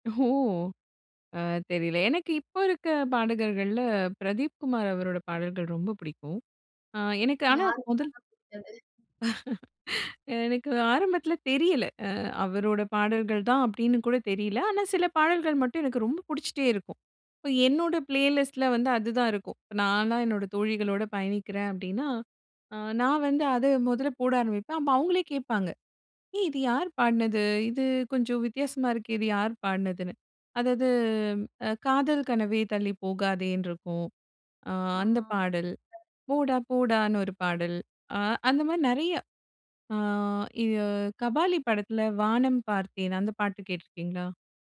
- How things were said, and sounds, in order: chuckle; in English: "பிளேலிஸ்ட்ல"; other noise
- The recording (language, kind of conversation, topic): Tamil, podcast, ஒரு பயணத்தை இசைப் பின்னணியாக நினைத்தால் அது எப்படி இருக்கும்?